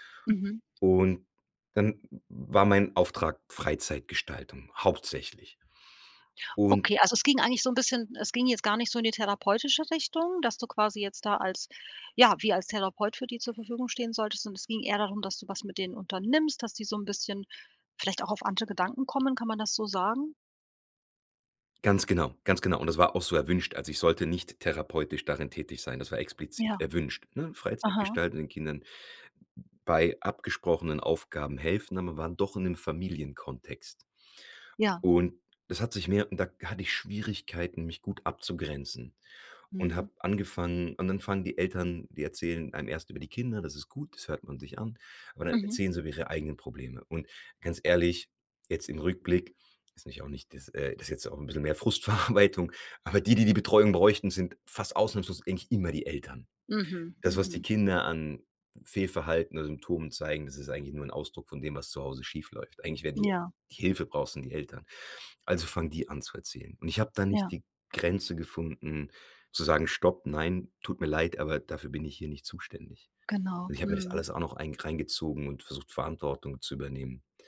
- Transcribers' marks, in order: other background noise; laughing while speaking: "Frustverarbeitung"
- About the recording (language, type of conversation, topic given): German, podcast, Wie merkst du, dass du kurz vor einem Burnout stehst?